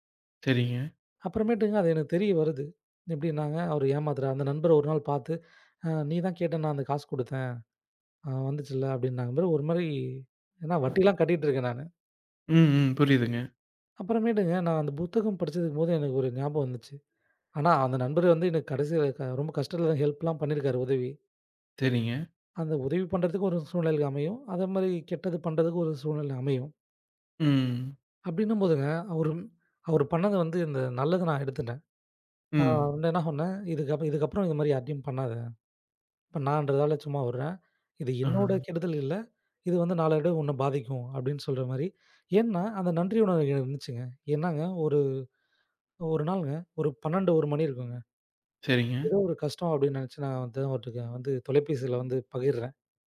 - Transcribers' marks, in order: in English: "ஹெல்ப்லாம்"; drawn out: "ம்"
- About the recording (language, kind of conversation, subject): Tamil, podcast, நாள்தோறும் நன்றியுணர்வு பழக்கத்தை நீங்கள் எப்படி உருவாக்கினீர்கள்?